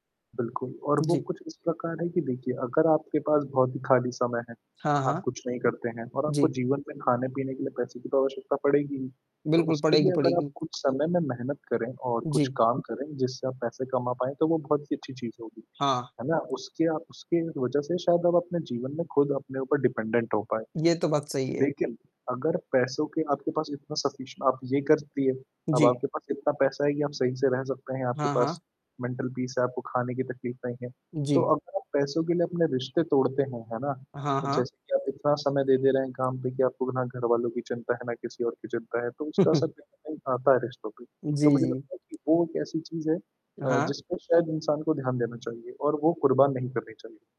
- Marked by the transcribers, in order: static; tapping; in English: "डिपेंडेंट"; other background noise; in English: "सफिशिएंट"; in English: "मेंटल पीस"; distorted speech; chuckle
- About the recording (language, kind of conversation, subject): Hindi, unstructured, पैसे के लिए आप कितना समझौता कर सकते हैं?